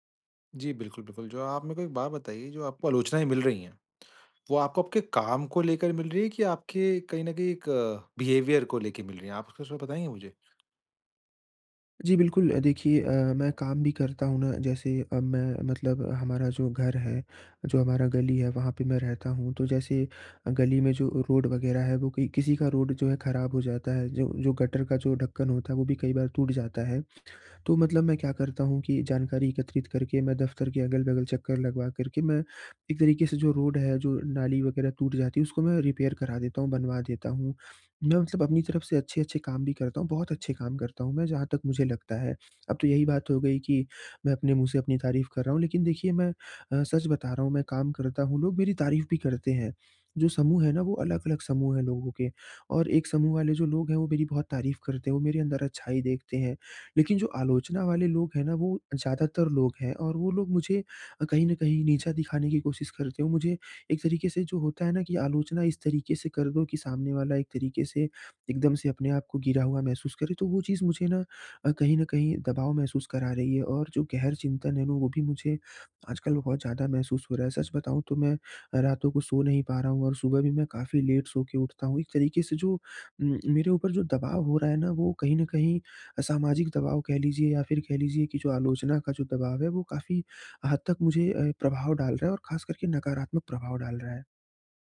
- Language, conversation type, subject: Hindi, advice, मैं रचनात्मक आलोचना को व्यक्तिगत रूप से कैसे न लूँ?
- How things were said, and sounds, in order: in English: "बिहेवियर"; in English: "रिपेयर"